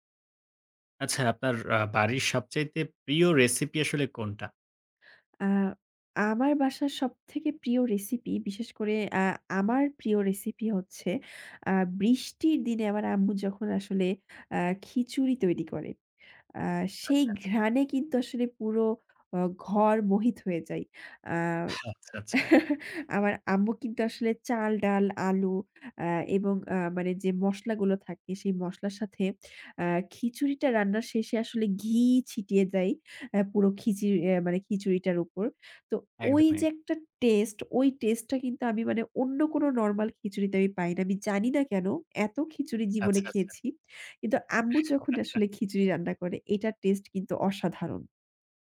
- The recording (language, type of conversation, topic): Bengali, podcast, তোমাদের বাড়ির সবচেয়ে পছন্দের রেসিপি কোনটি?
- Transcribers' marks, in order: chuckle; blowing; chuckle